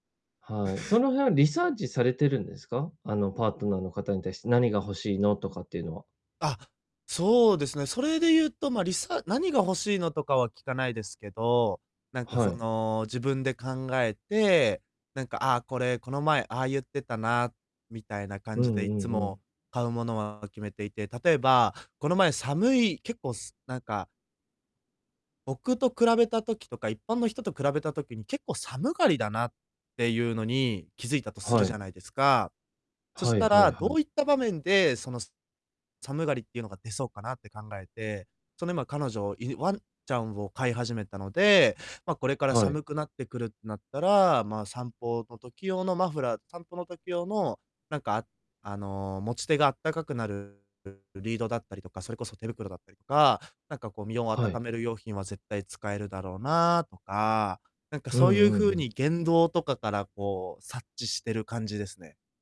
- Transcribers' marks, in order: distorted speech
- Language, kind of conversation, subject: Japanese, advice, 買い物で選択肢が多すぎて迷ったとき、どうやって決めればいいですか？